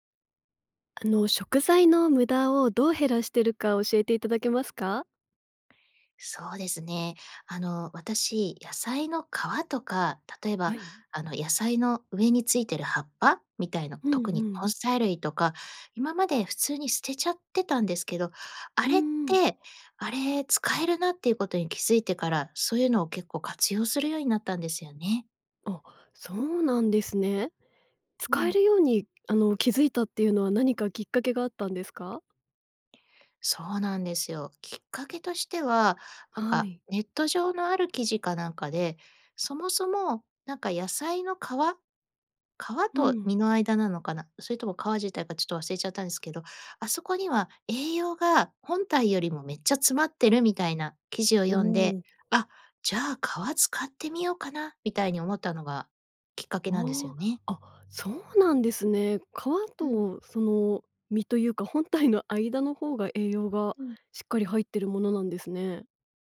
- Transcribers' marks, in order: other noise; laughing while speaking: "本体の"
- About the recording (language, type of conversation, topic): Japanese, podcast, 食材の無駄を減らすために普段どんな工夫をしていますか？